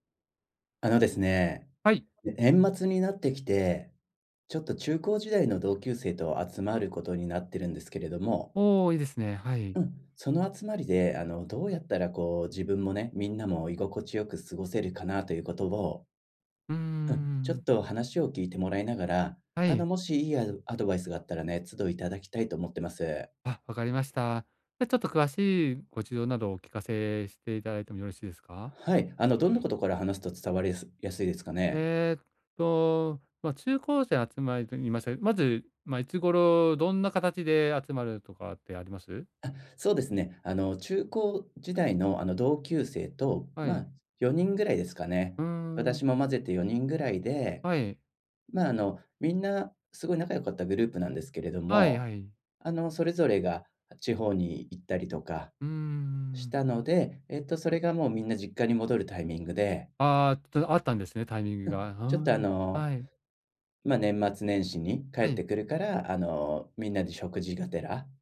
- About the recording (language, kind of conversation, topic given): Japanese, advice, 友人の集まりでどうすれば居心地よく過ごせますか？
- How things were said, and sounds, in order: none